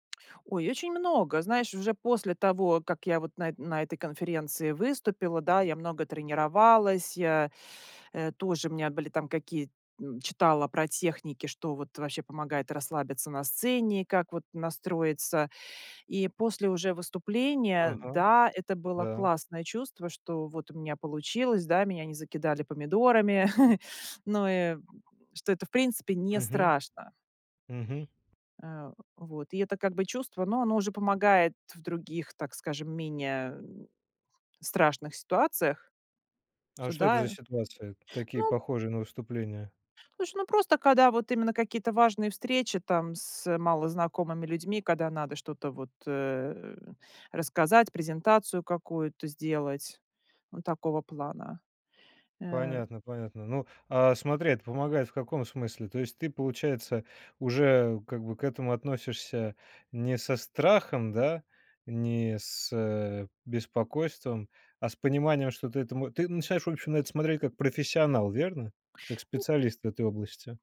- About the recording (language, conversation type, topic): Russian, podcast, Как ты работаешь со своими страхами, чтобы их преодолеть?
- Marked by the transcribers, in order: tongue click; giggle; tapping; other noise